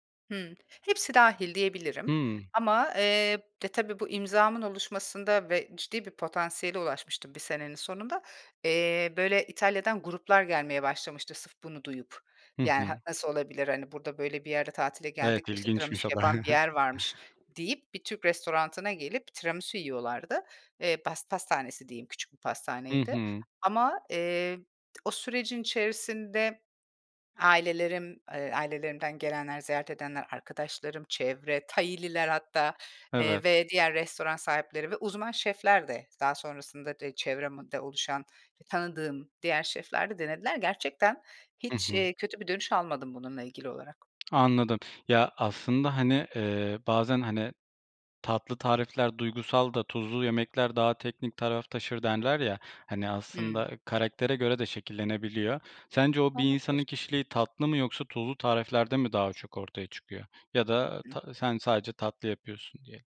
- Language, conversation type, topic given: Turkish, podcast, Kendi imzanı taşıyacak bir tarif yaratmaya nereden başlarsın?
- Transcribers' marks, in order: tapping; chuckle; "restoranına" said as "restorantına"; unintelligible speech